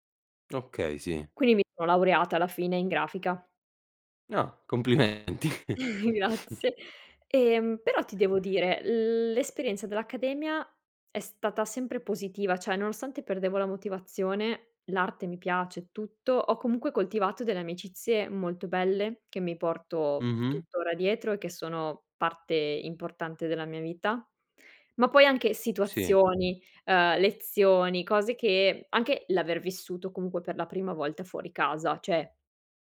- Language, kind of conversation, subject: Italian, podcast, Come racconti una storia che sia personale ma universale?
- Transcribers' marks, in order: "Quindi" said as "quini"; laughing while speaking: "complimenti"; chuckle; other background noise; "cioè" said as "ceh"; "cioè" said as "ceh"